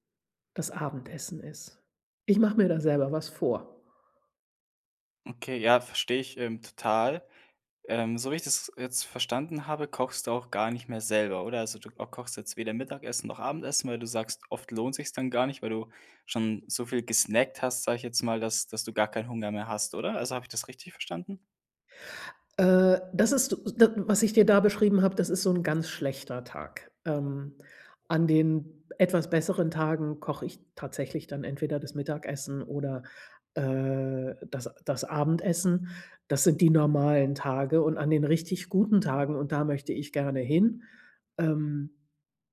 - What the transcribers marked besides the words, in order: none
- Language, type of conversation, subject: German, advice, Wie kann ich gesündere Essgewohnheiten beibehalten und nächtliches Snacken vermeiden?